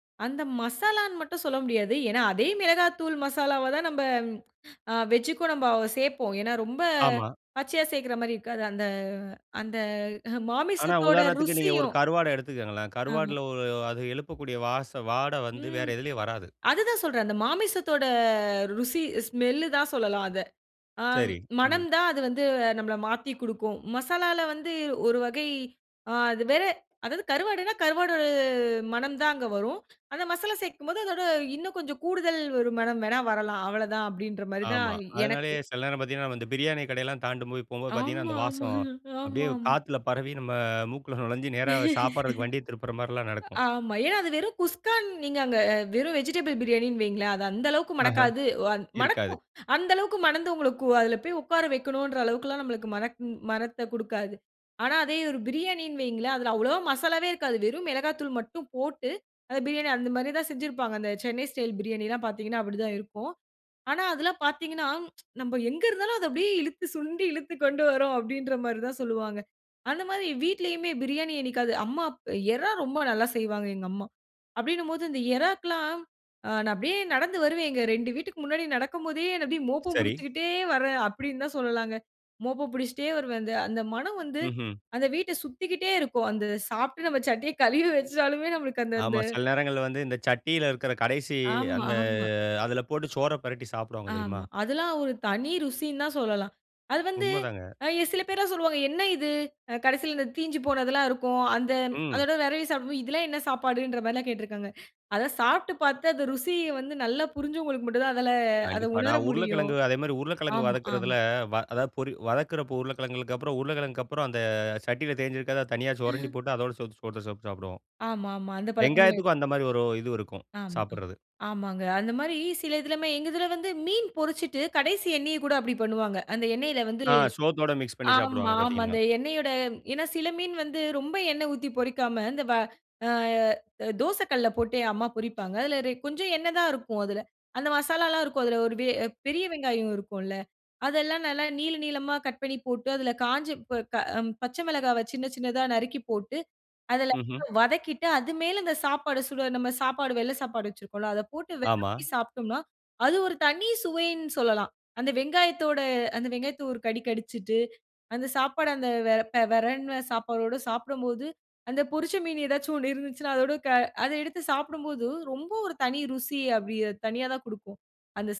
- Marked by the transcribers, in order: drawn out: "ரொம்ப"; chuckle; drawn out: "மாமிசத்தோட"; drawn out: "கருவாடு"; laughing while speaking: "ஆமாங்"; laughing while speaking: "நம்ம மூக்குல நுழஞ்சு நேரா சாப்பிட்றதுக்கு வண்டிய திருப்புற மார்லாம் நடக்கும்"; chuckle; "மணத்த" said as "மரத்த"; tsk; laughing while speaking: "இழுத்து சுண்டி இழுத்துக் கொண்டு வரும்"; drawn out: "பிடிச்சுக்கிட்டே"; laughing while speaking: "சட்டிய கலுவி வெச்சாலுமே நம்மளுக்கு அந்த அந்த"; drawn out: "அந்த"; chuckle; "போட்டு" said as "சோட்டு"; drawn out: "அ"; other background noise; laughing while speaking: "அந்த பொரிச்ச மீன் ஏதாச்சும் ஒண்ணு இருந்துச்சுன்னா அதோடு க அத எடுத்து"
- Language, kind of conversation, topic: Tamil, podcast, வீட்டில் பரவும் ருசிகரமான வாசனை உங்களுக்கு எவ்வளவு மகிழ்ச்சி தருகிறது?